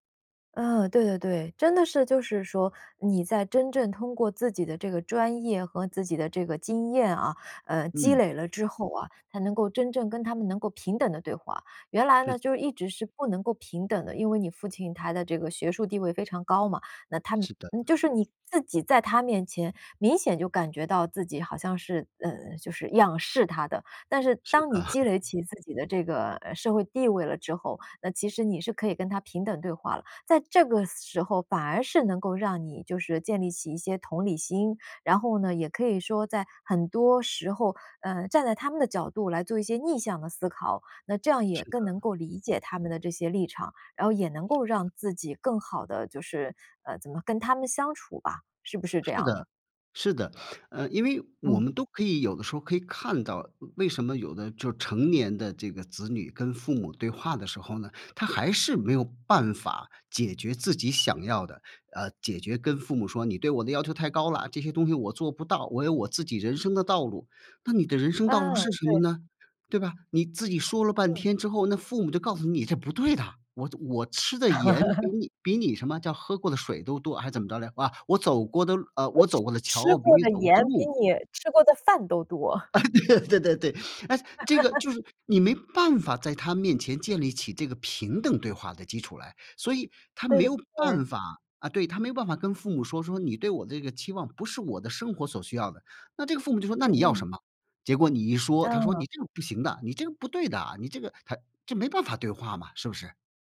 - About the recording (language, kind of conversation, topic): Chinese, podcast, 当父母对你的期望过高时，你会怎么应对？
- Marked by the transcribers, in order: laughing while speaking: "是的"; laugh; other background noise; chuckle; laughing while speaking: "啊，对 对 对 对 对"; laugh